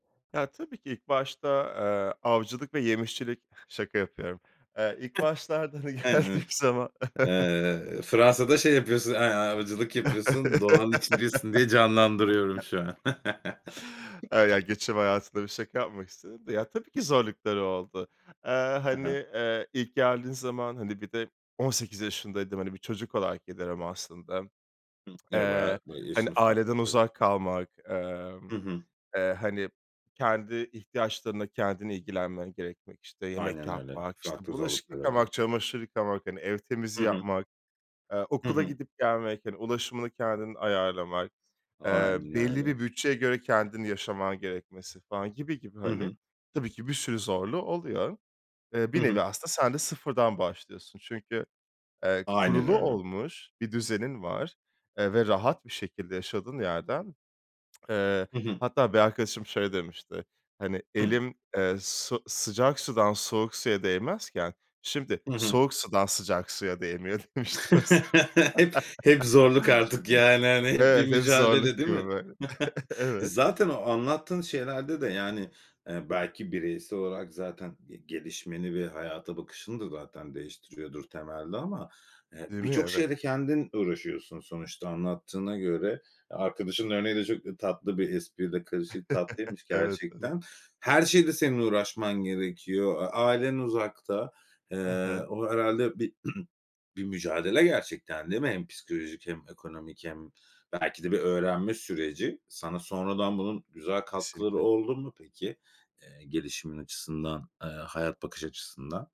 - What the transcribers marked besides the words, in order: chuckle; unintelligible speech; laughing while speaking: "geldiğim zaman"; chuckle; laugh; chuckle; chuckle; laughing while speaking: "demişti mesela"; laugh; chuckle; chuckle; unintelligible speech; throat clearing
- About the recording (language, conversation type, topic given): Turkish, podcast, Göç hikâyeleri ailenizde nasıl yer buluyor?